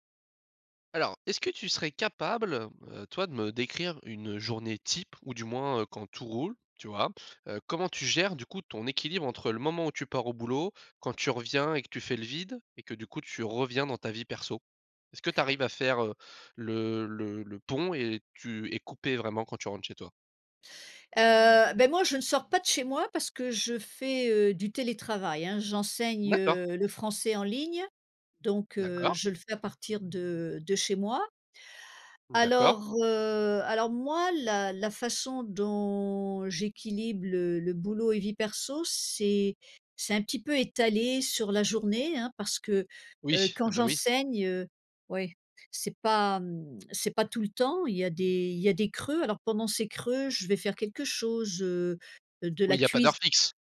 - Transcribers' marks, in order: stressed: "type"; other background noise; "j'équilibre" said as "j'équilibe"
- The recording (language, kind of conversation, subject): French, podcast, Comment trouvez-vous l’équilibre entre le travail et la vie personnelle ?